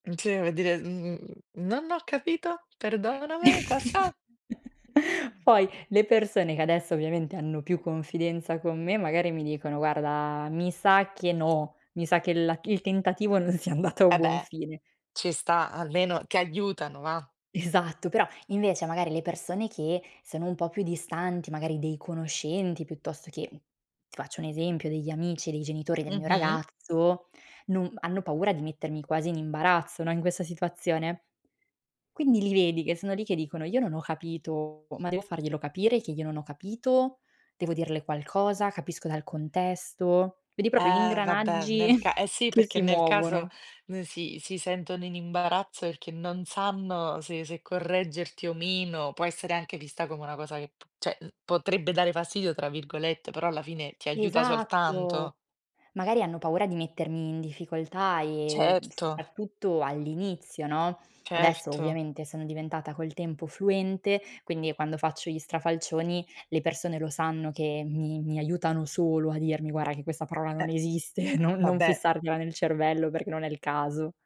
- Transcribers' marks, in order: put-on voice: "Non ho capito. Perdóname, cosa?"; chuckle; in Spanish: "Perdóname"; other background noise; tapping; chuckle; laughing while speaking: "esiste"; other noise
- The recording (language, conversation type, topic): Italian, podcast, Puoi raccontarmi un aneddoto in cui la lingua ha creato una confusione culturale?